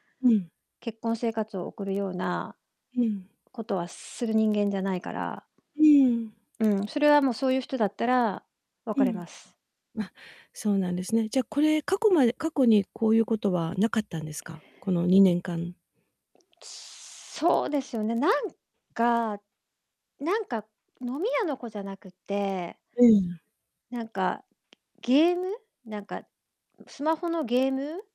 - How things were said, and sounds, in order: distorted speech
- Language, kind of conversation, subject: Japanese, advice, パートナーの浮気を疑って不安なのですが、どうすればよいですか？